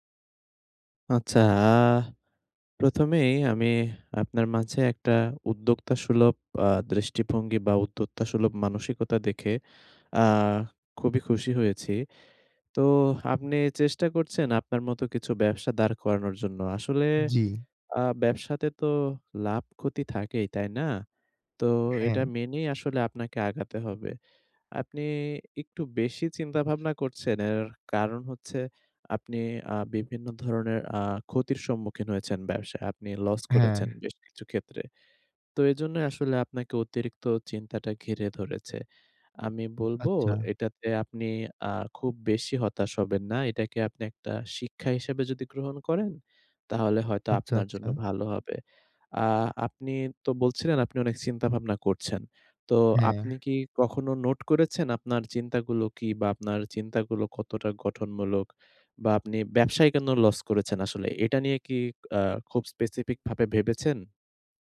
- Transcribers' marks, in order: tapping; in English: "specific"
- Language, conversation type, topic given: Bengali, advice, বাড়িতে থাকলে কীভাবে উদ্বেগ কমিয়ে আরাম করে থাকতে পারি?
- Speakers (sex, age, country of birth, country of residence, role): male, 20-24, Bangladesh, Bangladesh, advisor; male, 20-24, Bangladesh, Bangladesh, user